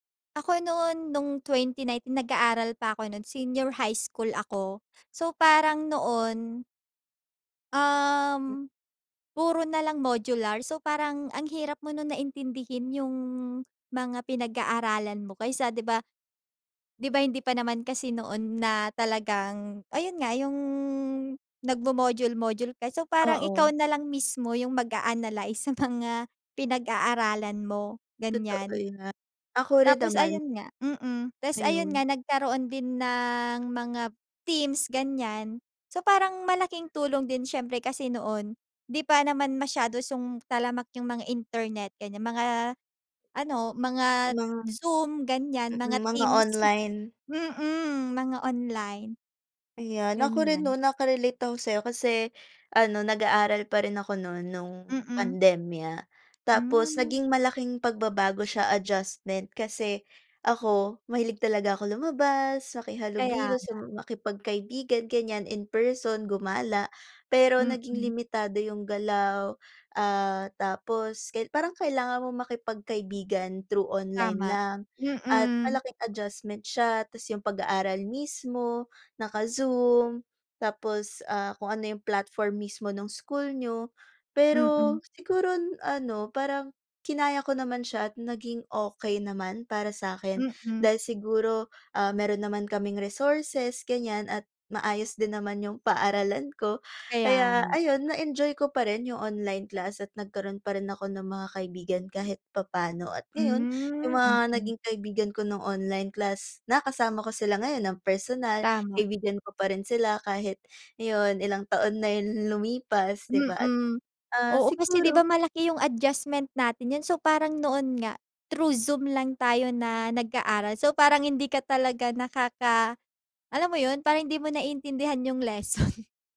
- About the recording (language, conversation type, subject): Filipino, unstructured, Paano mo ilalarawan ang naging epekto ng pandemya sa iyong araw-araw na pamumuhay?
- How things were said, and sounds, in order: other background noise; fan; laughing while speaking: "lesson"